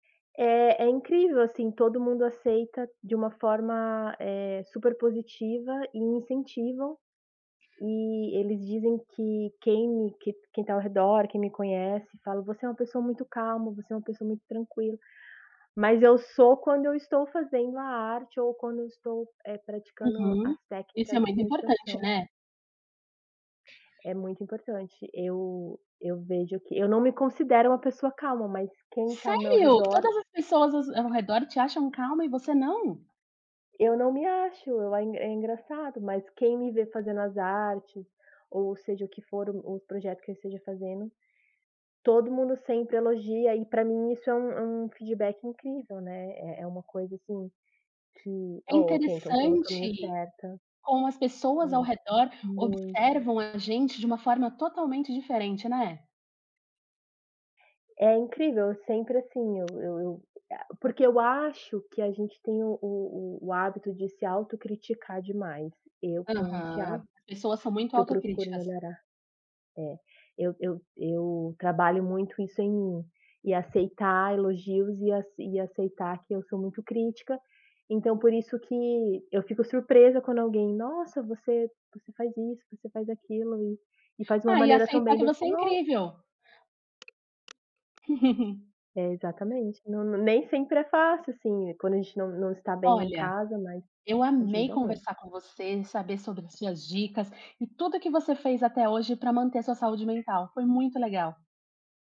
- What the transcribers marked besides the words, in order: tapping; other background noise; chuckle
- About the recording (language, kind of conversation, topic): Portuguese, podcast, O que você faz para manter a saúde mental em casa?